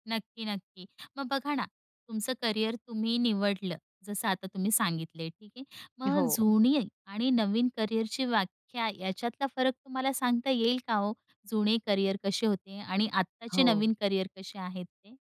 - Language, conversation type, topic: Marathi, podcast, तुमची करिअरची व्याख्या कशी बदलली?
- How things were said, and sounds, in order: tapping; other background noise